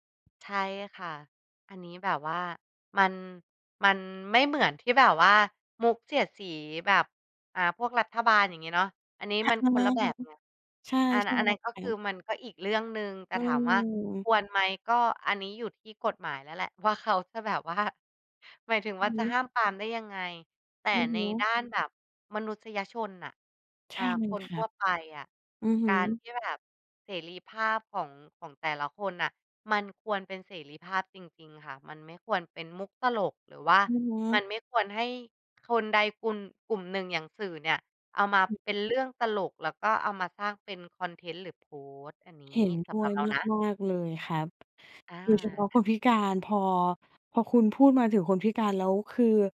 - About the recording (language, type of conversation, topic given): Thai, podcast, มุกตลกหรือการเสียดสีในสื่อควรมีขอบเขตหรือไม่?
- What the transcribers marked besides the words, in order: laughing while speaking: "แบบว่า"; other background noise